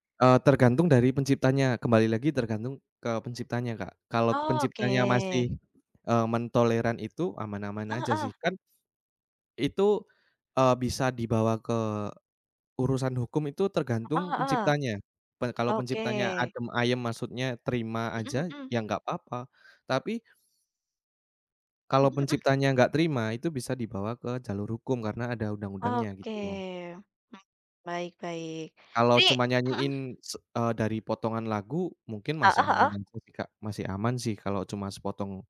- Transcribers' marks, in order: other background noise
- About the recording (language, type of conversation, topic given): Indonesian, unstructured, Bagaimana pendapatmu tentang plagiarisme di dunia musik dan seni?